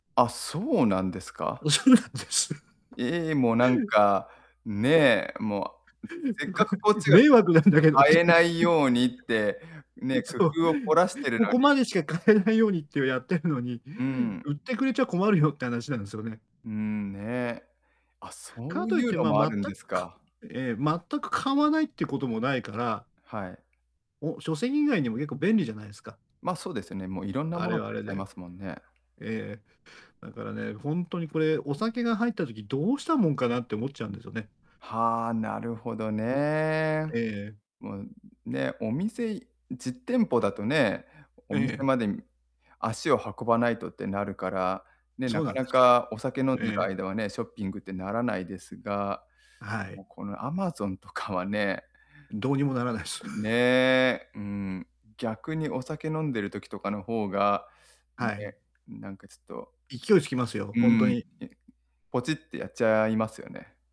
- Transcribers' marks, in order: laughing while speaking: "おそうなんです"; tapping; distorted speech; unintelligible speech; laughing while speaking: "迷惑なんだけどっていう … てやってるのに"; other background noise; static; chuckle
- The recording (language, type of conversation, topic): Japanese, advice, 衝動買いを減らして賢く買い物するにはどうすればいいですか？